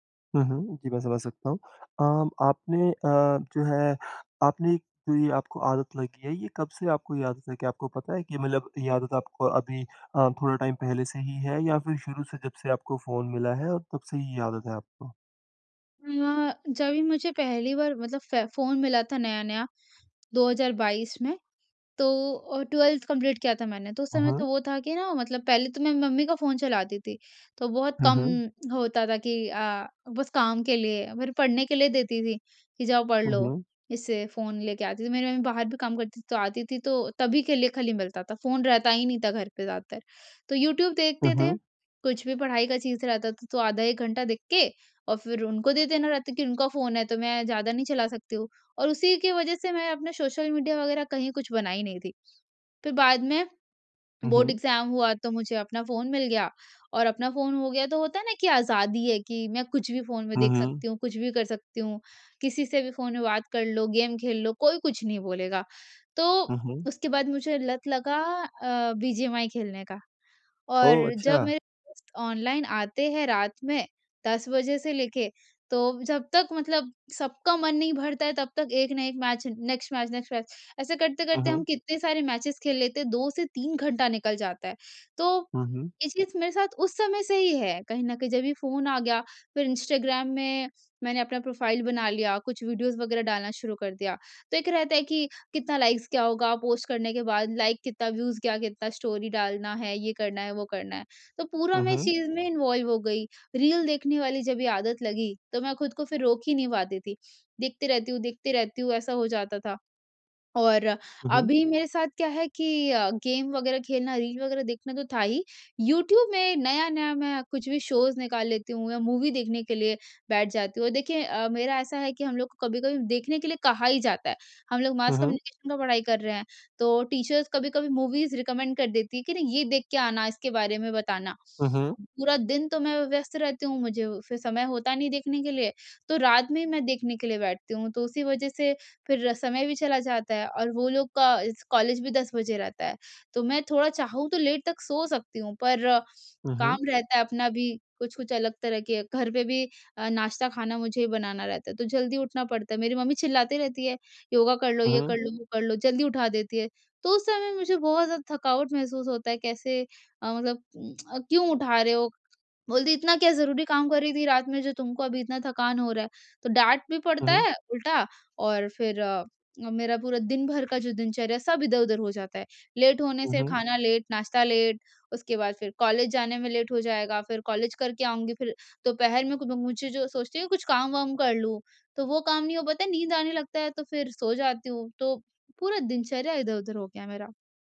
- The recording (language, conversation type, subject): Hindi, advice, मोबाइल या स्क्रीन देखने के कारण देर तक जागने पर सुबह थकान क्यों महसूस होती है?
- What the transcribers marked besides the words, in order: in English: "कम्प्लीट"; in English: "बोर्ड एग्ज़ाम"; in English: "मैच, नेक्स्ट मैच, नेक्स्ट मैच"; in English: "मैचेज़"; in English: "लाइक्स"; in English: "व्यूज़"; in English: "स्टोरी"; in English: "इन्वॉल्व"; in English: "गेम"; in English: "शोज़"; in English: "मूवी"; in English: "टीचर्स"; in English: "मूवीज़ रिकमेंड"; in English: "लेट"; tsk; in English: "लेट"; in English: "लेट"; in English: "लेट"; in English: "लेट"; unintelligible speech